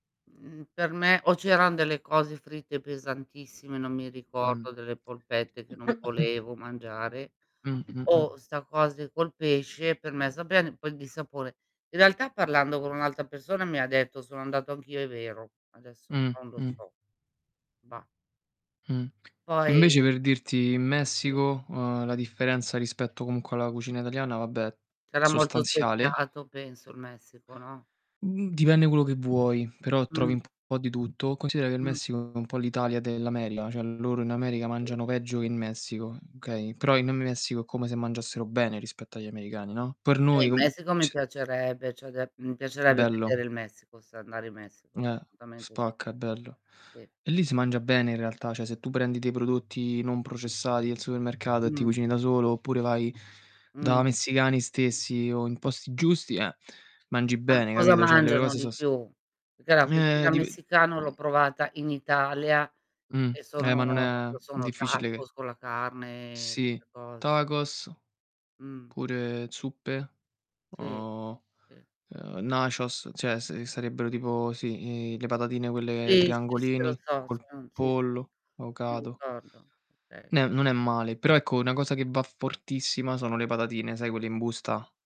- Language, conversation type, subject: Italian, unstructured, Qual è la cosa più sorprendente che hai imparato sulla cucina di un altro paese?
- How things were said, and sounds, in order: distorted speech; other background noise; unintelligible speech; unintelligible speech; "cioè" said as "ceh"; "cioè" said as "ceh"; "Cioè" said as "ceh"; "avocado" said as "vocado"